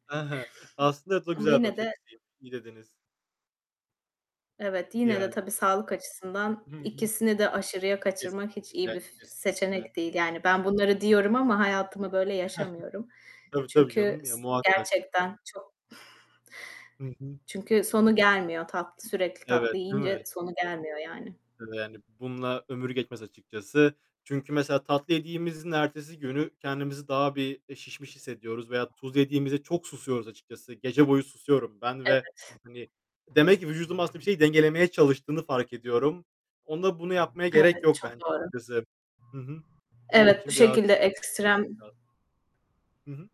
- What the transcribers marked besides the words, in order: other background noise; unintelligible speech; chuckle; giggle; unintelligible speech; static; unintelligible speech
- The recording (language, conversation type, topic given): Turkish, unstructured, Tatlı mı yoksa tuzlu mu, hangisi damak tadına daha uygun?